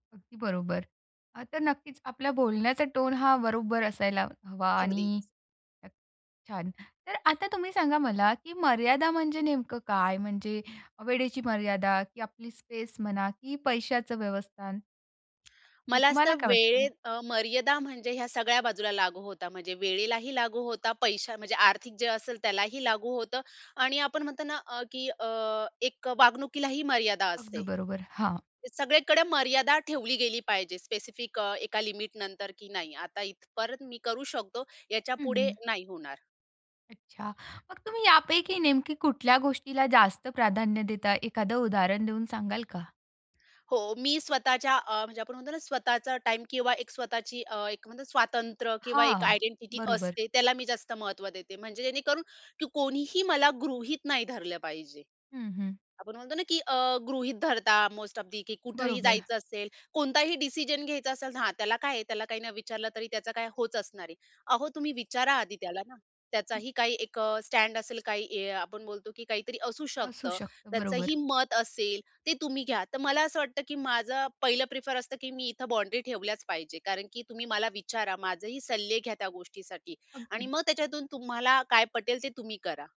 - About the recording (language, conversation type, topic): Marathi, podcast, कुटुंबाला तुमच्या मर्यादा स्वीकारायला मदत करण्यासाठी तुम्ही काय कराल?
- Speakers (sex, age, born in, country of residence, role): female, 30-34, India, India, guest; female, 35-39, India, India, host
- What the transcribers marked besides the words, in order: other noise; in English: "स्पेस"; tapping; in English: "मोस्ट ऑफ दि"